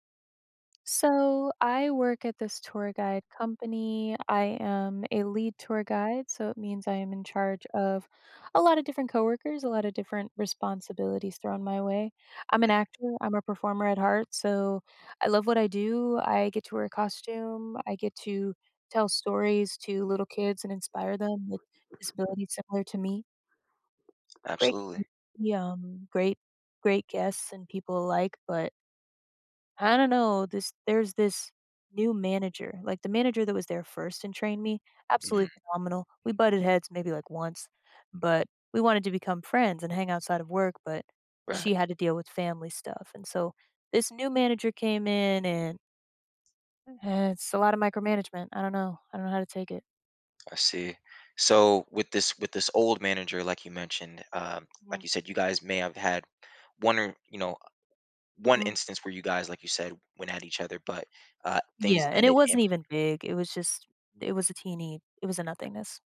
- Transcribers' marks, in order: tapping; other background noise
- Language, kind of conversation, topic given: English, advice, How can I cope with workplace bullying?